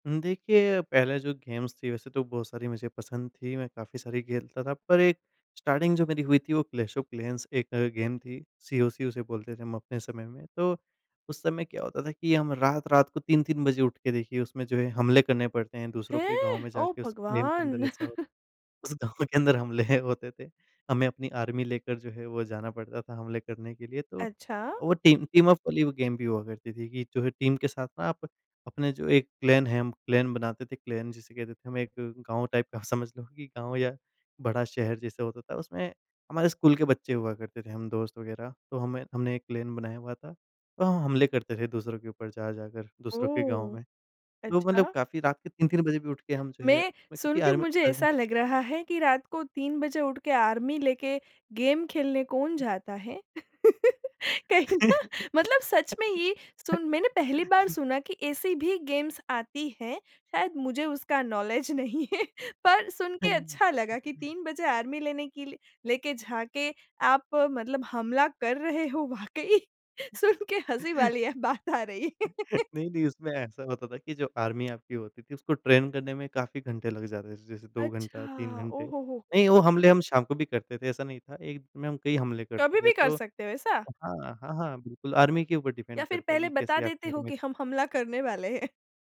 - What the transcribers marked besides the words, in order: in English: "गेम्स"; in English: "स्टार्टिंग"; in English: "गेम"; surprised: "हैं!"; in English: "गेम"; chuckle; unintelligible speech; laughing while speaking: "उस गाँव के अंदर हमले है होते थे"; in English: "आर्मी"; in English: "टीम टीमअप"; in English: "गेम"; in English: "टीम"; in English: "क्लैन"; in English: "क्लैन"; in English: "क्लैन"; in English: "टाइप"; laughing while speaking: "का समझ लो"; in English: "क्लैन"; in English: "आर्मी आर्मी"; in English: "आर्मी"; in English: "गेम"; laugh; laughing while speaking: "कहीं ना"; laugh; in English: "गेम्स"; laughing while speaking: "नौलेज नहीं है"; in English: "नौलेज"; in English: "आर्मी"; "जाके" said as "झाके"; laughing while speaking: "वाक़ई सुन के हँसी वाली बात आ रही"; chuckle; laughing while speaking: "नहीं, नहीं उसमें ऐसा होता था"; laugh; in English: "आर्मी"; tapping; in English: "ट्रेन"; in English: "आर्मी"; in English: "डिपेंड"; laughing while speaking: "हैं?"
- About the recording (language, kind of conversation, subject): Hindi, podcast, यूट्यूब और स्ट्रीमिंग ने तुम्हारी पुरानी पसंदें कैसे बदल दीं?